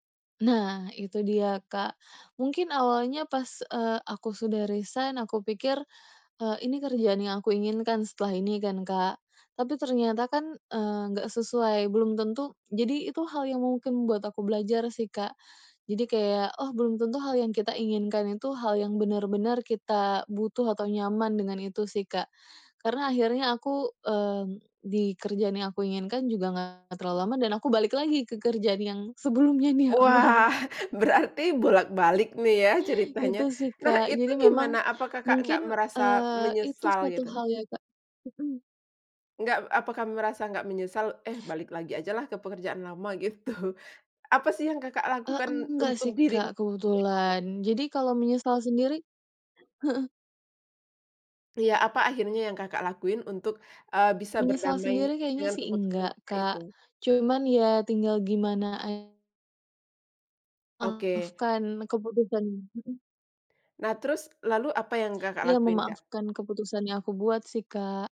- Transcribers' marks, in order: laughing while speaking: "sebelumnya di awal"; laughing while speaking: "Wah"; laughing while speaking: "gitu"; unintelligible speech
- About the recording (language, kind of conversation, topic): Indonesian, podcast, Bagaimana cara yang efektif untuk memaafkan diri sendiri?